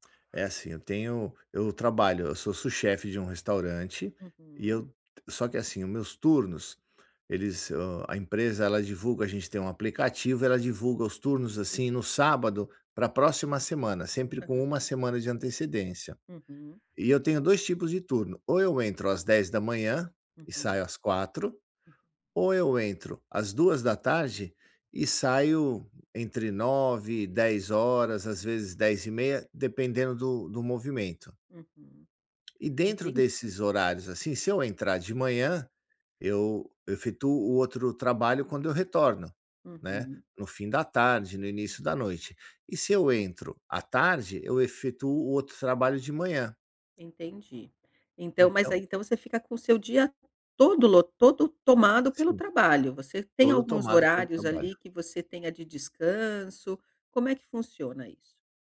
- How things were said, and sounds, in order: in English: "sous chef"; tapping
- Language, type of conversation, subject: Portuguese, advice, Como posso começar e manter uma rotina de exercícios sem ansiedade?